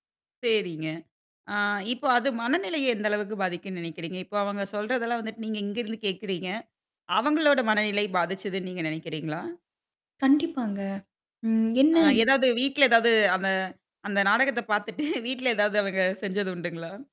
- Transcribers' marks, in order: static
- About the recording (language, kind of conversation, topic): Tamil, podcast, நீண்ட தொடரை தொடர்ந்து பார்த்தால் உங்கள் மனநிலை எப்படி மாறுகிறது?